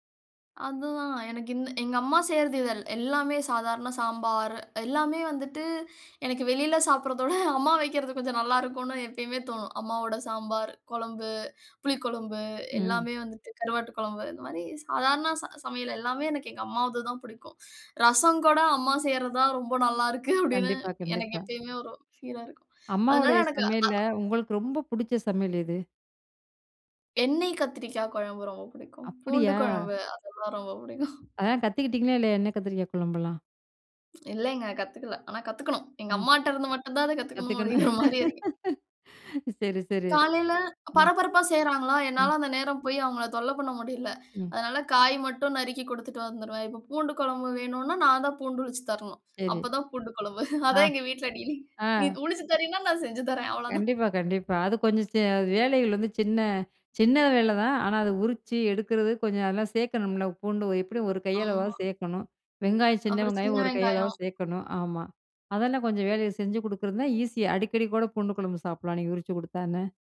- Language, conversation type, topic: Tamil, podcast, வழக்கமான சமையல் முறைகள் மூலம் குடும்பம் எவ்வாறு இணைகிறது?
- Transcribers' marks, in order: laughing while speaking: "சாப்ட்றதோட அம்மா வைக்கிறது கொஞ்சம் நல்லாருக்குனு எப்பயுமே தோணும்"; laughing while speaking: "நல்லாருக்கு அப்டின்னு எனக்கு"; "எண்ணெய்" said as "எண்ணெ"; laughing while speaking: "அப்பிடிங்கிற மாரி இருக்கு"; laugh; other background noise; laughing while speaking: "பூண்டு குழம்பு"; laughing while speaking: "வீட்ல டீலிங்"; "உரிச்சி" said as "உளிச்சு"; "அதெல்லாம்" said as "அதெல்லா"; unintelligible speech; "அப்புறம்" said as "அப்பற"; "கையளவாவது" said as "கையளவா"